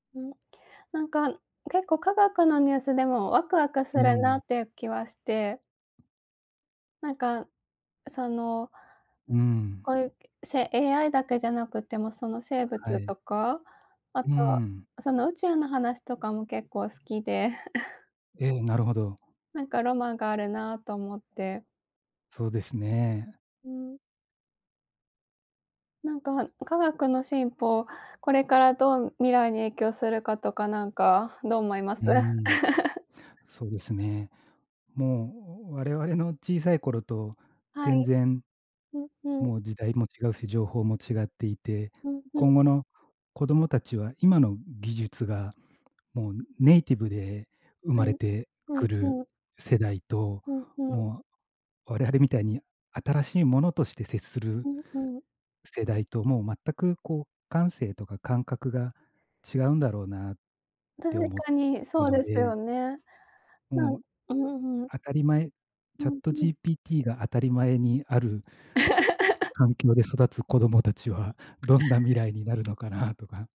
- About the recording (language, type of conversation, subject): Japanese, unstructured, 最近、科学について知って驚いたことはありますか？
- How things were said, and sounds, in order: chuckle; chuckle; laugh